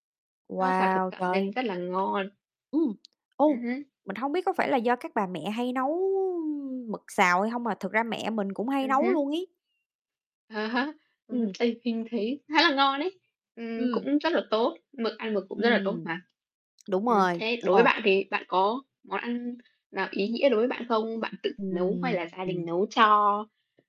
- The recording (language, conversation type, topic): Vietnamese, unstructured, Bạn có kỷ niệm đặc biệt nào gắn liền với một món ăn không?
- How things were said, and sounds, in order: tapping; distorted speech; other background noise